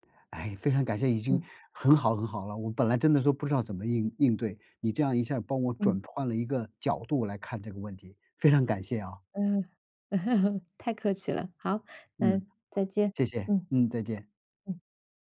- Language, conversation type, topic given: Chinese, advice, 上司当众批评我后，我该怎么回应？
- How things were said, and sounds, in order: chuckle